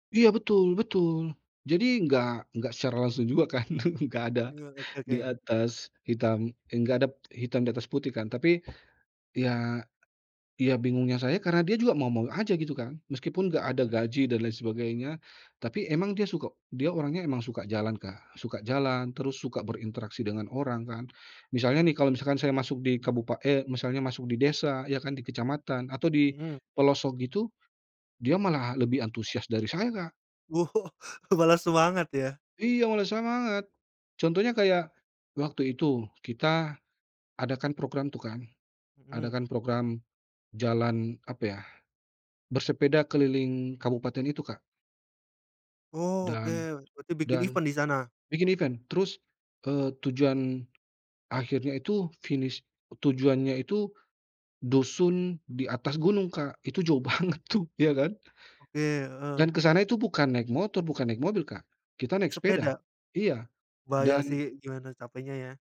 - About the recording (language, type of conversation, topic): Indonesian, podcast, Pernahkah kamu bertemu warga setempat yang membuat perjalananmu berubah, dan bagaimana ceritanya?
- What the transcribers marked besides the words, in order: laughing while speaking: "kan"; chuckle; tapping; chuckle; laughing while speaking: "malah"; in English: "event"; in English: "event"; laughing while speaking: "banget tuh"